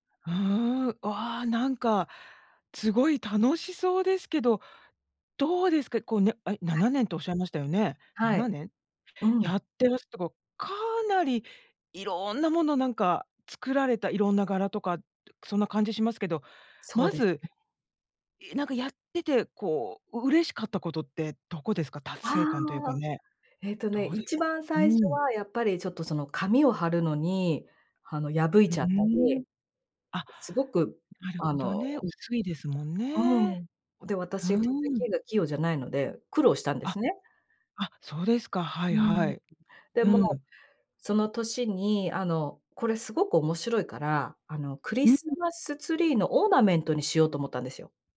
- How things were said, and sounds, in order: none
- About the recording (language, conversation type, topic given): Japanese, podcast, あなたの一番好きな創作系の趣味は何ですか？